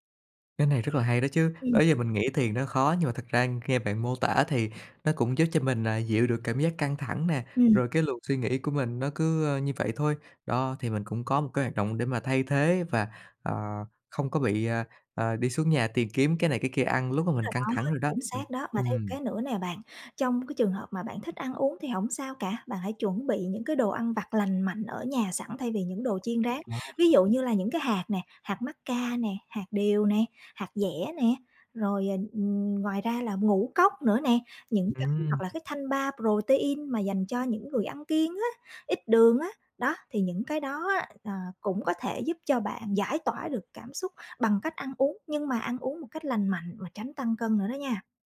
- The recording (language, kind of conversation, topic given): Vietnamese, advice, Bạn thường ăn theo cảm xúc như thế nào khi buồn hoặc căng thẳng?
- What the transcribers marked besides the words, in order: tapping; other noise; in English: "bar protein"